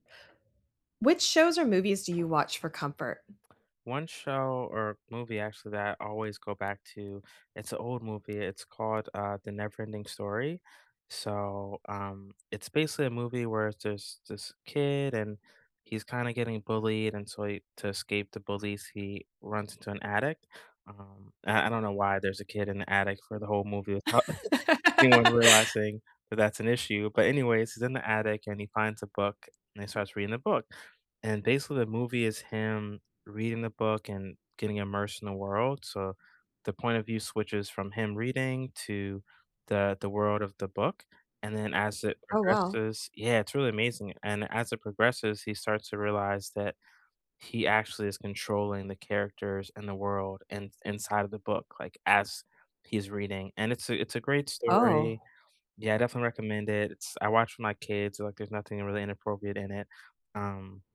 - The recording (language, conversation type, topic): English, unstructured, Which TV shows or movies do you rewatch for comfort?
- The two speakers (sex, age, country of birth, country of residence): female, 40-44, United States, United States; male, 40-44, United States, United States
- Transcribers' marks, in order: other background noise; tapping; chuckle; laugh